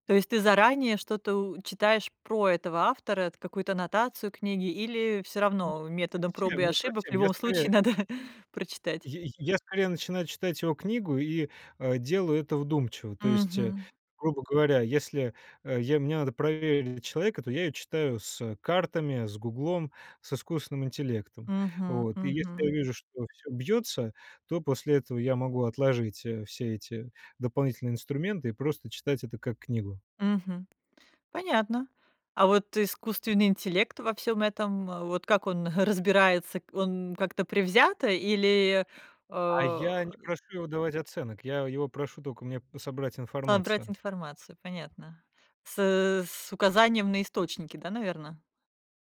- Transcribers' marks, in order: chuckle; tapping; chuckle
- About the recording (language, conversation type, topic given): Russian, podcast, Что тебя чаще всего увлекает сильнее: книга, фильм или музыка?